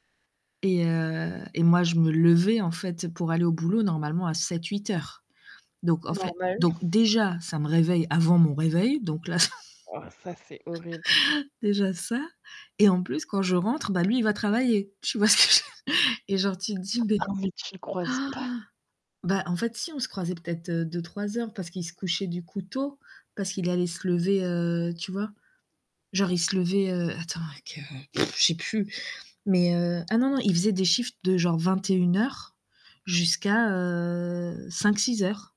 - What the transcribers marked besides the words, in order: static; other background noise; laugh; laughing while speaking: "tu vois ce que j"; gasp; tapping; other noise; in English: "shifts"; drawn out: "heu"
- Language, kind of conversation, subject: French, unstructured, Préféreriez-vous être une personne du matin ou du soir si vous deviez choisir pour le reste de votre vie ?